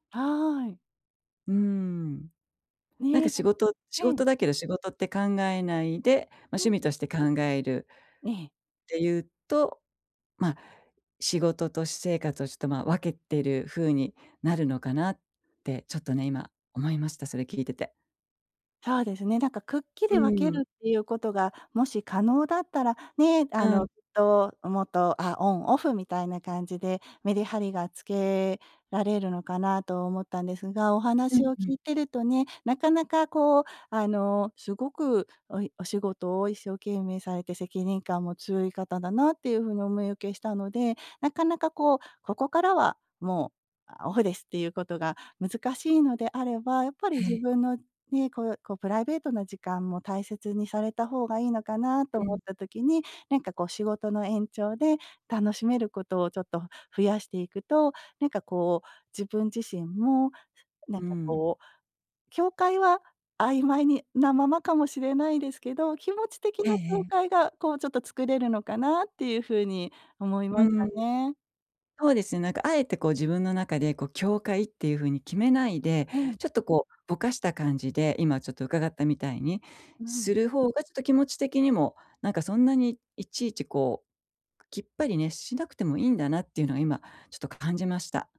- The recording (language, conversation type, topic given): Japanese, advice, 仕事と私生活の境界を守るには、まず何から始めればよいですか？
- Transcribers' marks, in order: none